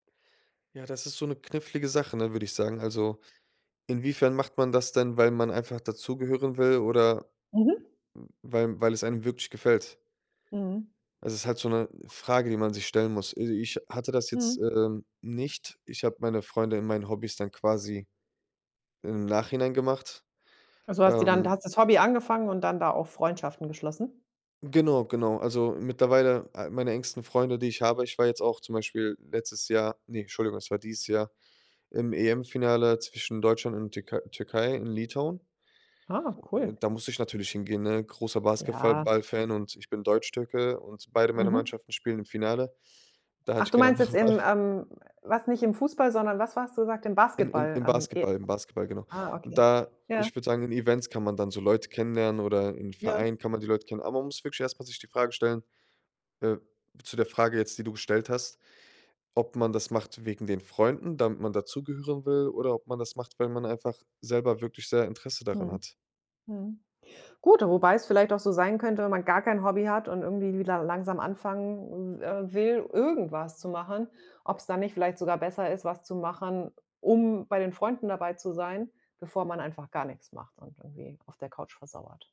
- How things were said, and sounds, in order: other noise; other background noise; laughing while speaking: "andere Wahl"; stressed: "irgendwas"; stressed: "um"
- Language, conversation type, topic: German, podcast, Was würdest du jemandem raten, der kein Hobby hat?